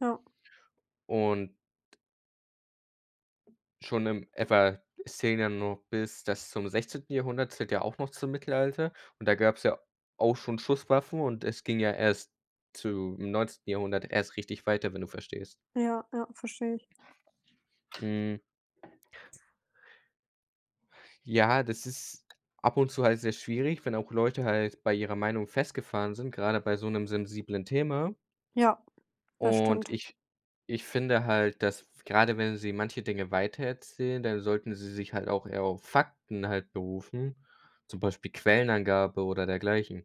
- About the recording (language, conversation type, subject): German, unstructured, Was ärgert dich am meisten an der Art, wie Geschichte erzählt wird?
- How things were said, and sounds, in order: other background noise; stressed: "Fakten"